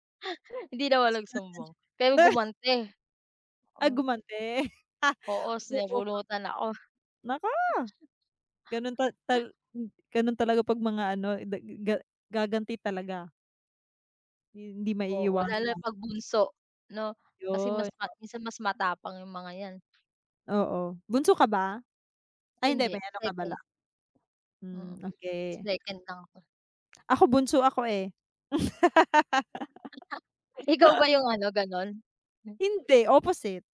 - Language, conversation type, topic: Filipino, unstructured, Paano mo hinaharap ang hindi pagkakaunawaan sa pamilya?
- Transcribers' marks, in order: chuckle; laugh; unintelligible speech; tapping; other background noise; chuckle; laugh